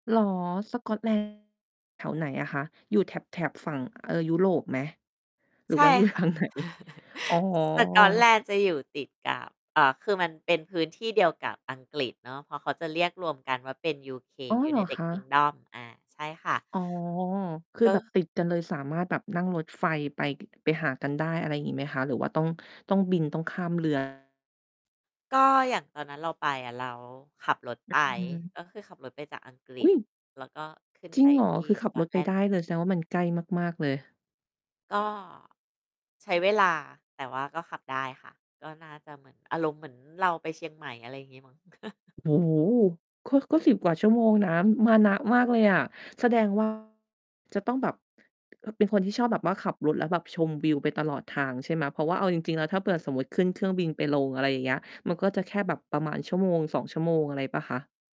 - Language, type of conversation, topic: Thai, podcast, คุณช่วยแนะนำสถานที่ท่องเที่ยวทางธรรมชาติที่ทำให้คุณอ้าปากค้างที่สุดหน่อยได้ไหม?
- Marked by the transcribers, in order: distorted speech; chuckle; laughing while speaking: "ทางไหน ?"; other noise; chuckle